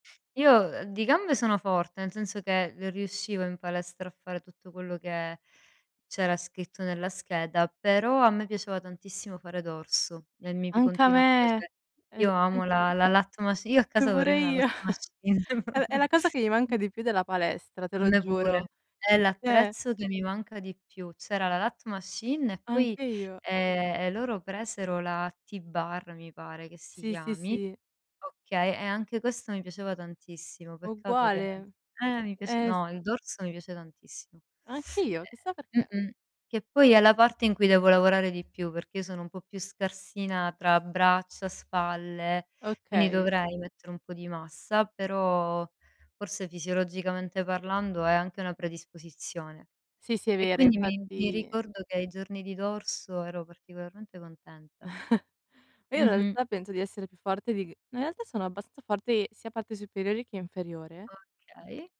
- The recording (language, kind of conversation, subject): Italian, unstructured, Come ti tieni in forma durante la settimana?
- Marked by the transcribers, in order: unintelligible speech; other background noise; chuckle; in English: "lat machine"; in English: "lat machine"; chuckle; in English: "lat machine"; in English: "T-Bar"; tapping; chuckle; "abbastanza" said as "abbastaza"